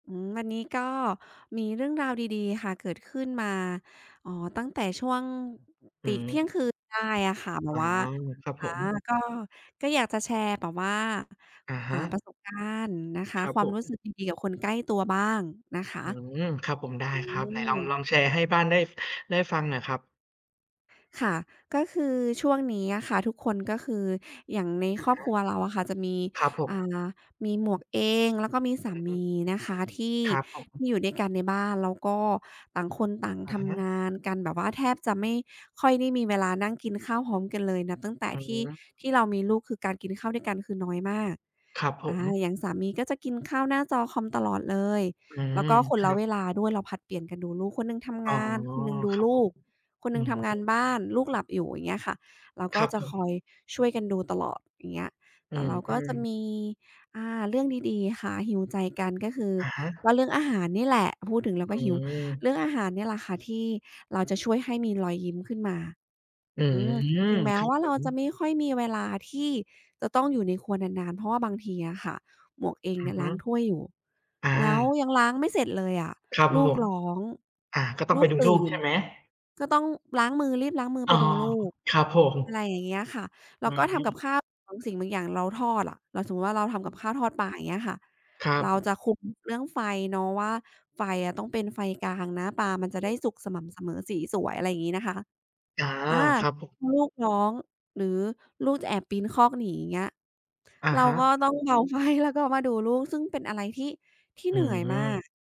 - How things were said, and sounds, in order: tapping; in English: "heal"; laughing while speaking: "ไฟ"
- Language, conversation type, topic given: Thai, unstructured, คุณคิดว่าการบอกความรู้สึกกับคนใกล้ตัวสำคัญไหม?